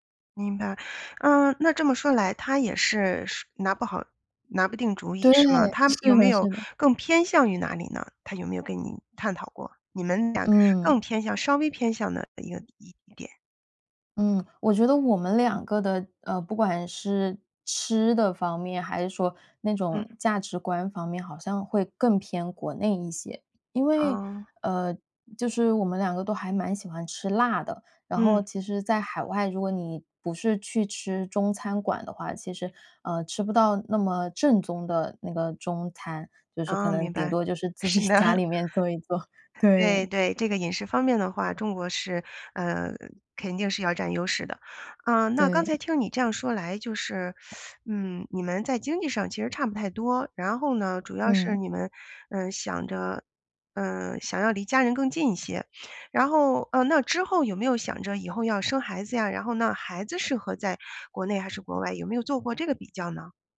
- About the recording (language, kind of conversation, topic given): Chinese, advice, 我该回老家还是留在新城市生活？
- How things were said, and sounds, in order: laughing while speaking: "己"; laughing while speaking: "的"; other background noise; chuckle; teeth sucking